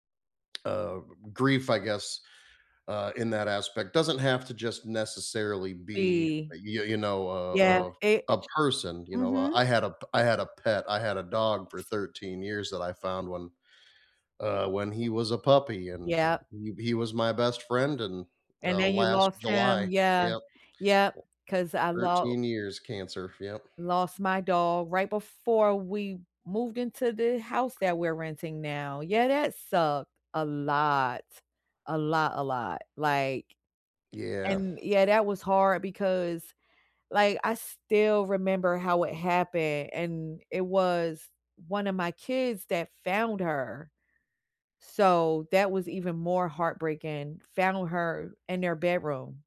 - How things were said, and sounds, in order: other background noise; stressed: "lot"
- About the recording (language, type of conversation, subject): English, unstructured, What makes saying goodbye so hard?
- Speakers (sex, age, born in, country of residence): female, 40-44, United States, United States; male, 40-44, United States, United States